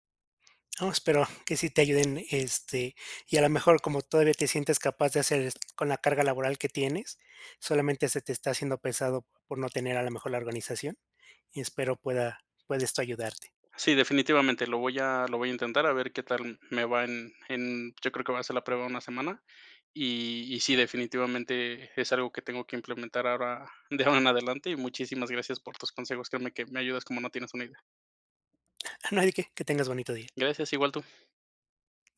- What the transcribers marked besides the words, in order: tapping; laughing while speaking: "de ahora"; chuckle
- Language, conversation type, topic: Spanish, advice, ¿Cómo puedo manejar la soledad, el estrés y el riesgo de agotamiento como fundador?